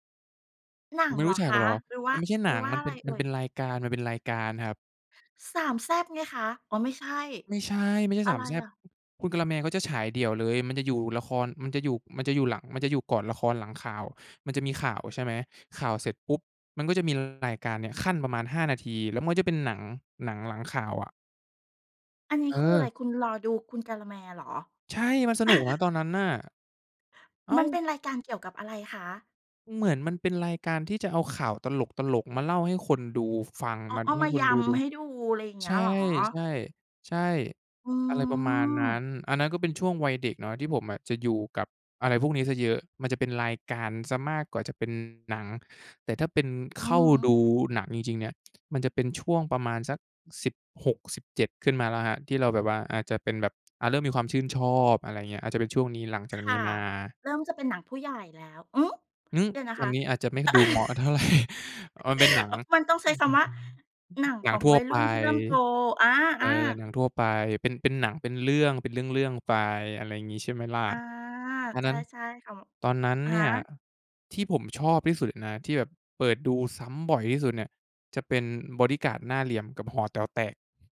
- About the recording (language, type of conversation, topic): Thai, podcast, คุณชอบดูหนังแนวไหนเวลาอยากหนีความเครียด?
- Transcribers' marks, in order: chuckle; laugh; chuckle; unintelligible speech